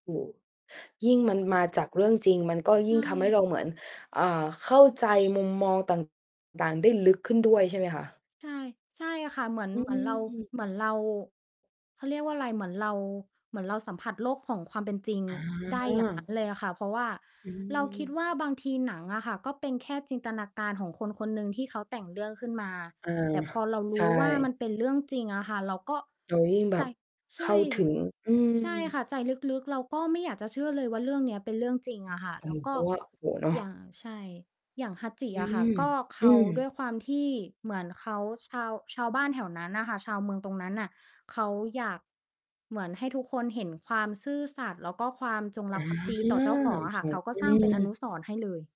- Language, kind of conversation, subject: Thai, podcast, ทำไมหนังบางเรื่องถึงทำให้เราร้องไห้ได้ง่ายเมื่อดู?
- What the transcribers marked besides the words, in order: distorted speech